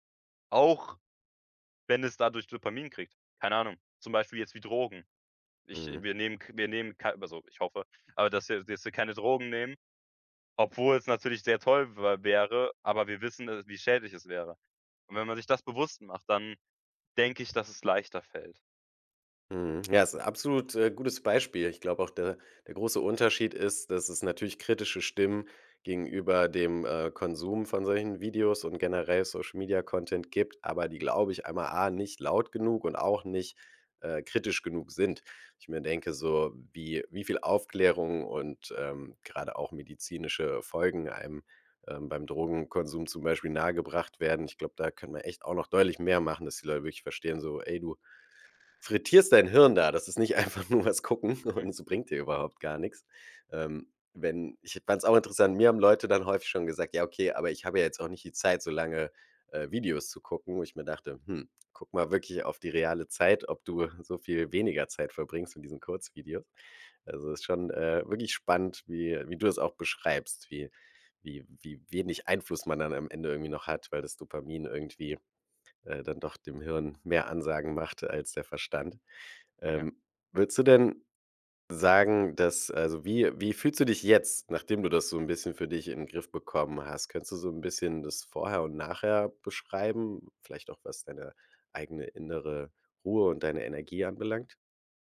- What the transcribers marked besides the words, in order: laughing while speaking: "nicht einfach nur was gucken und"
- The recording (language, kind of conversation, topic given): German, podcast, Wie vermeidest du, dass Social Media deinen Alltag bestimmt?